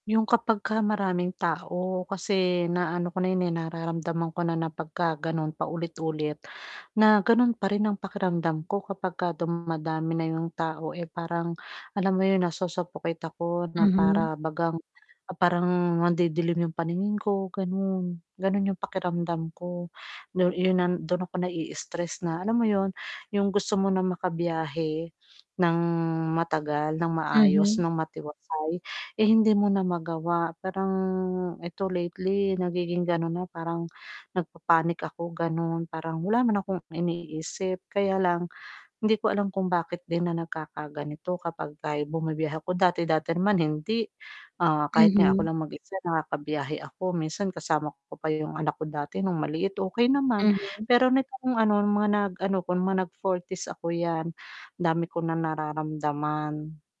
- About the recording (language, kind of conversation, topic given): Filipino, advice, Paano ko mababawasan ang stress at mananatiling organisado habang naglalakbay?
- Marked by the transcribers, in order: tapping; distorted speech; static; mechanical hum